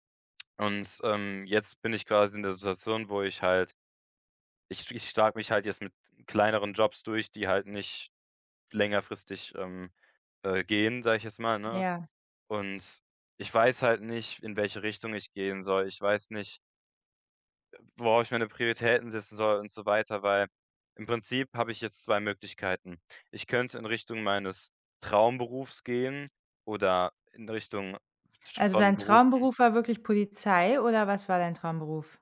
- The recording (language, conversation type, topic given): German, advice, Worauf sollte ich meine Aufmerksamkeit richten, wenn meine Prioritäten unklar sind?
- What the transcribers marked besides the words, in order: none